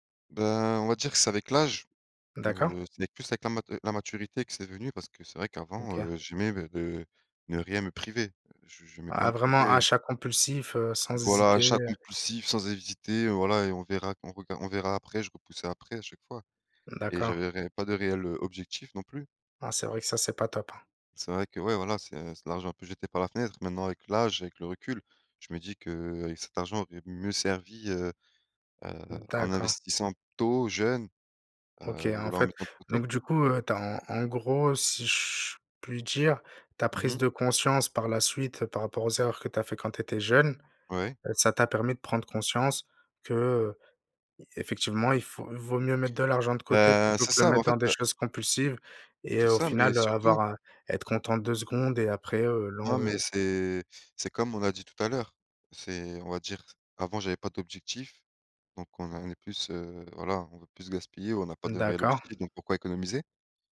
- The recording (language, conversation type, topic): French, unstructured, Comment décidez-vous quand dépenser ou économiser ?
- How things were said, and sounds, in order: none